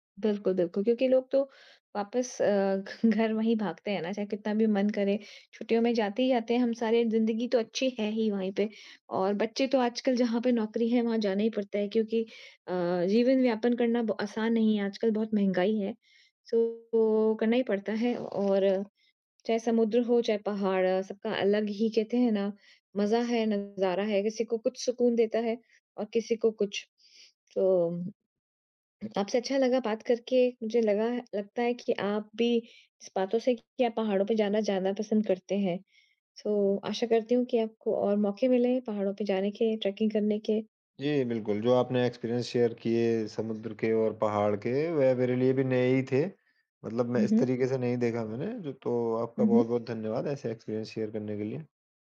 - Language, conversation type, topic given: Hindi, unstructured, समुद्र तट की छुट्टी और पहाड़ों की यात्रा में से आप क्या चुनेंगे?
- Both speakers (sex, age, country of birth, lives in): female, 40-44, India, Netherlands; male, 35-39, India, India
- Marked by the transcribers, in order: in English: "सो"; other background noise; in English: "सो"; in English: "ट्रैकिंग"; in English: "एक्सपीरियंस शेयर"; in English: "एक्सपीरियंस शेयर"